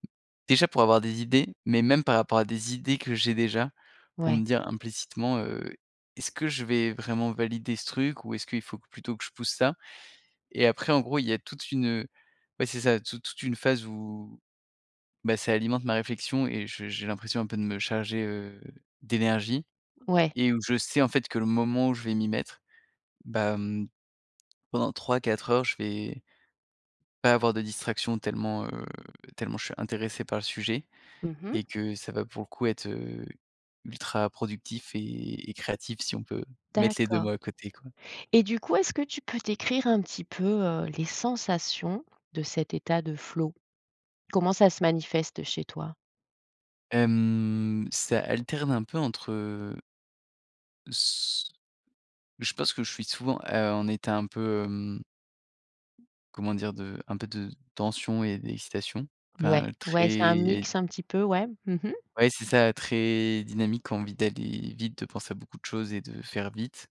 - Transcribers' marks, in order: none
- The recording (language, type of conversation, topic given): French, podcast, Qu’est-ce qui te met dans un état de création intense ?